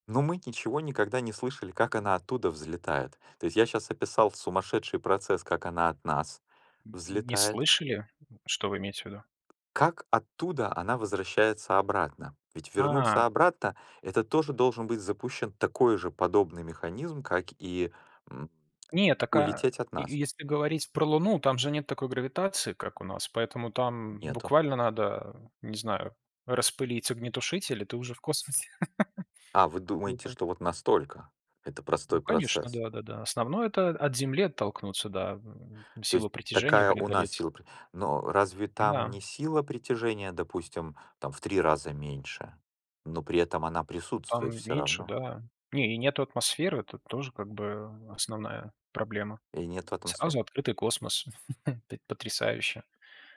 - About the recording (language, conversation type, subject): Russian, unstructured, Почему люди изучают космос и что это им даёт?
- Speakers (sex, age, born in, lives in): male, 35-39, Belarus, Malta; male, 45-49, Ukraine, United States
- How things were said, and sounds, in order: tapping; laugh; other background noise; chuckle